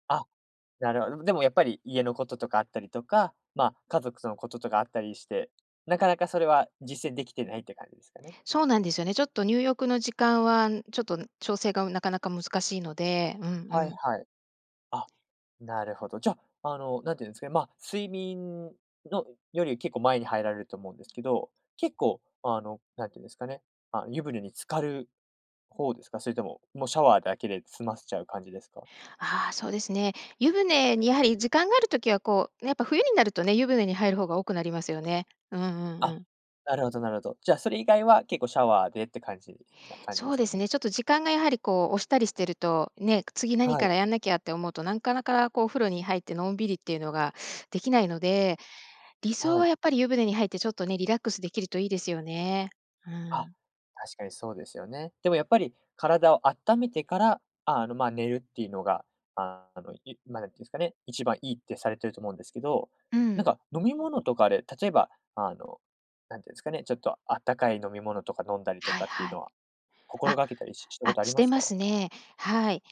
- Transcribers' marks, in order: none
- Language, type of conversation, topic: Japanese, podcast, 睡眠前のルーティンはありますか？